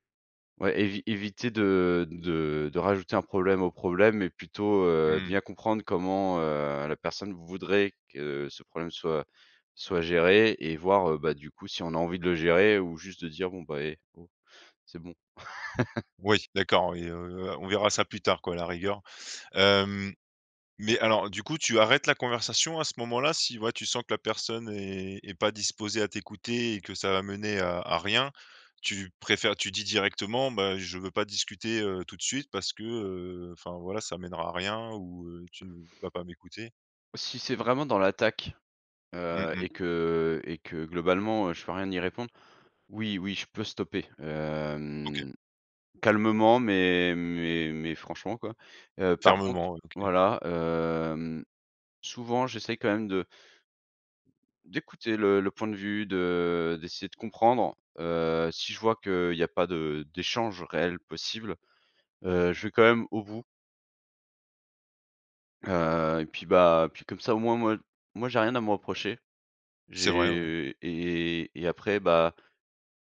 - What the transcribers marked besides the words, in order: laugh
- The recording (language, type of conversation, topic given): French, podcast, Comment te prépares-tu avant une conversation difficile ?